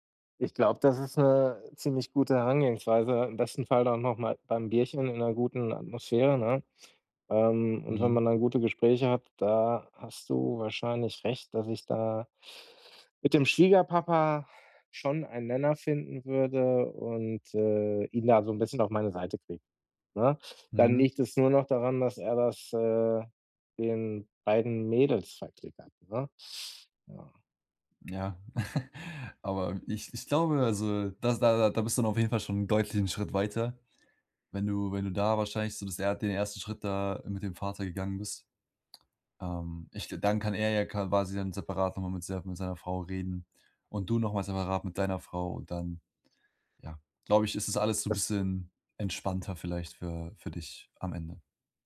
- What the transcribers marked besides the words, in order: chuckle; "quasi" said as "kawasi"
- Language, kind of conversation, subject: German, advice, Wie setze ich gesunde Grenzen gegenüber den Erwartungen meiner Familie?